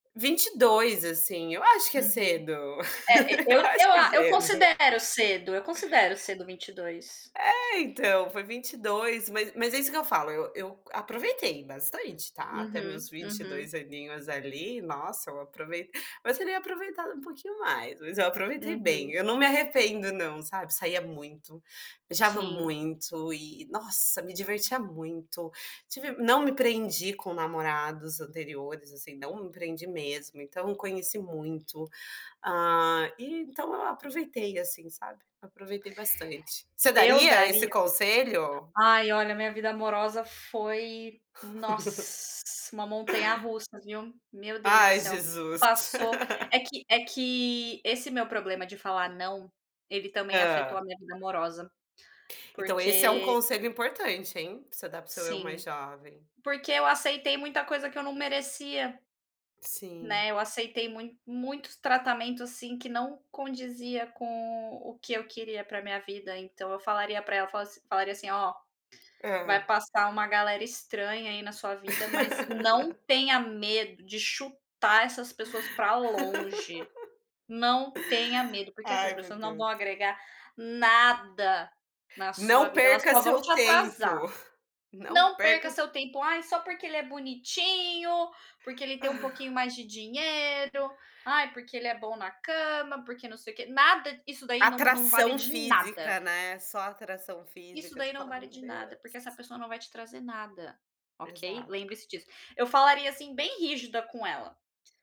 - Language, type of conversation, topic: Portuguese, unstructured, Qual conselho você daria para o seu eu mais jovem?
- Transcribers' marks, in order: laugh; laughing while speaking: "Eu acho que é cedo"; gasp; tapping; laugh; laugh; laugh; laugh